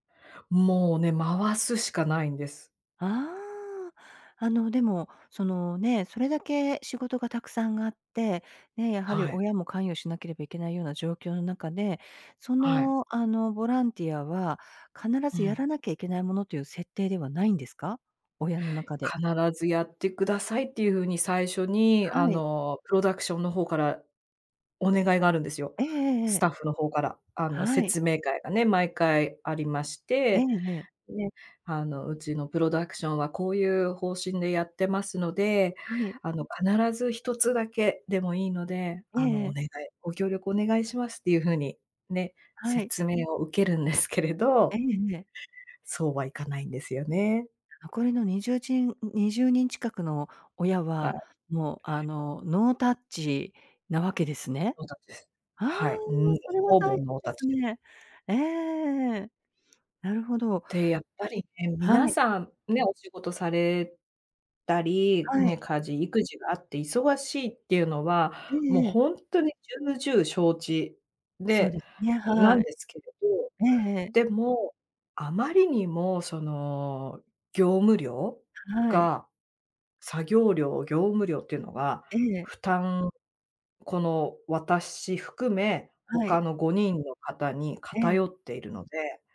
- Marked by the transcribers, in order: tapping; other background noise
- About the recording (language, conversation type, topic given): Japanese, advice, チーム内で業務量を公平に配分するために、どのように話し合えばよいですか？